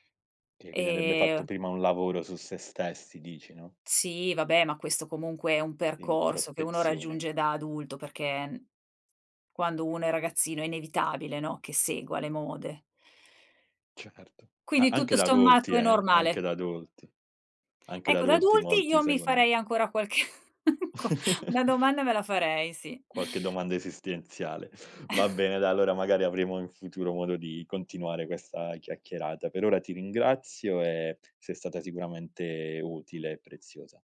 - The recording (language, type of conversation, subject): Italian, podcast, Che cosa ti fa sentire autentico quando ti vesti?
- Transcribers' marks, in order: other background noise; chuckle; laughing while speaking: "qua"; chuckle